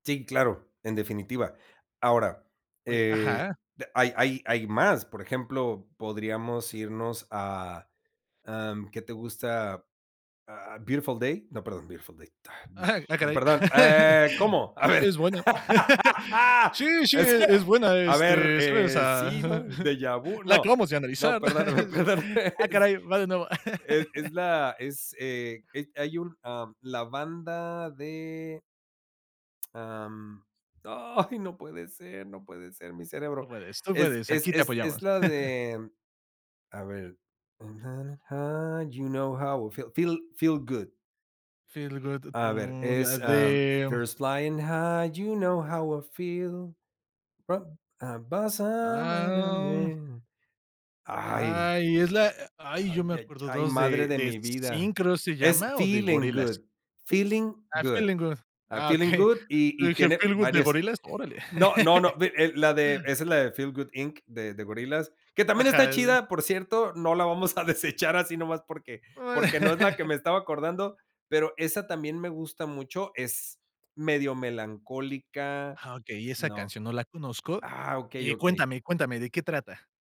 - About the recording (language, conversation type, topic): Spanish, podcast, ¿Tienes una canción que siempre te pone de buen humor?
- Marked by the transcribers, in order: laugh; hiccup; laugh; laugh; chuckle; chuckle; laughing while speaking: "perdóname"; laugh; other background noise; drawn out: "de"; singing: "birds un ja na high, you know how I feel"; in English: "birds un ja na high, you know how I feel"; chuckle; "flying" said as "un ja na"; drawn out: "de"; singing: "Birds flying high, you know how I feel, rob and I mean"; in English: "Birds flying high, you know how I feel, rob and I mean"; drawn out: "Ah, om"; humming a tune; chuckle; laugh; laughing while speaking: "desechar"; laugh